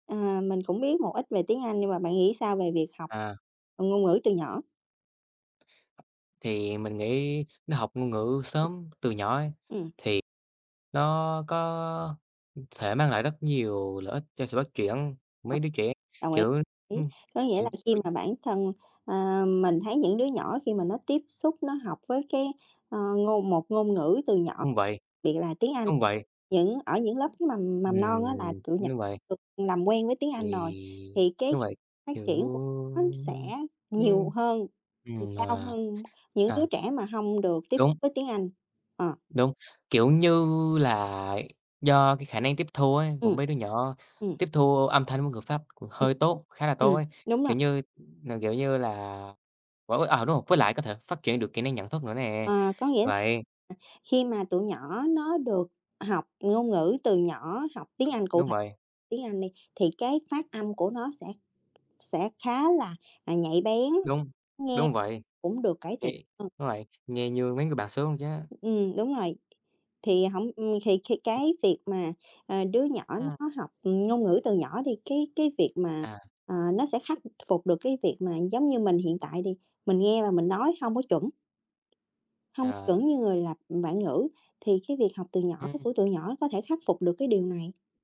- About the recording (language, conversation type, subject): Vietnamese, unstructured, Bạn nghĩ sao về việc học nhiều ngoại ngữ từ khi còn nhỏ?
- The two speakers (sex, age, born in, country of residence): female, 30-34, Vietnam, Vietnam; male, 18-19, Vietnam, Vietnam
- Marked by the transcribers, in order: other background noise; tapping; unintelligible speech; drawn out: "Kiểu"; unintelligible speech; unintelligible speech